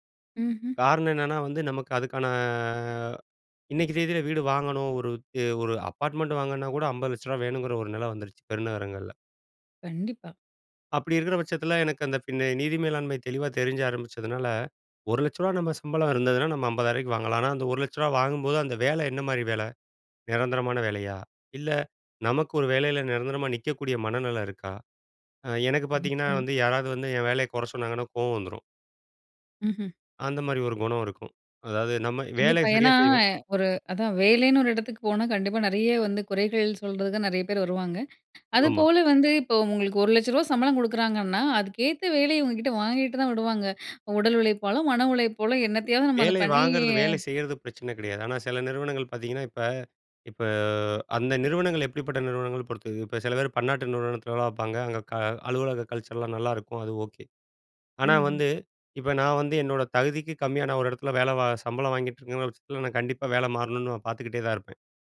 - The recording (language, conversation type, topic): Tamil, podcast, வறுமையைப் போல அல்லாமல் குறைவான உடைமைகளுடன் மகிழ்ச்சியாக வாழ்வது எப்படி?
- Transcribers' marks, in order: in English: "அப்பார்ட்மெண்ட்"; unintelligible speech; other background noise; in English: "கல்ச்சர்லாம்"